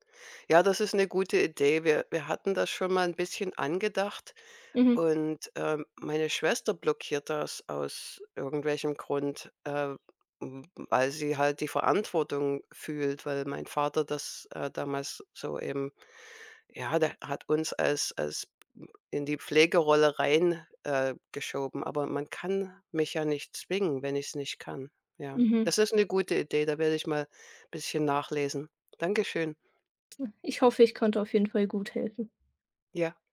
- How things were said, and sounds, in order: unintelligible speech; other background noise
- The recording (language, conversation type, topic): German, advice, Wie kann ich die Pflege meiner alternden Eltern übernehmen?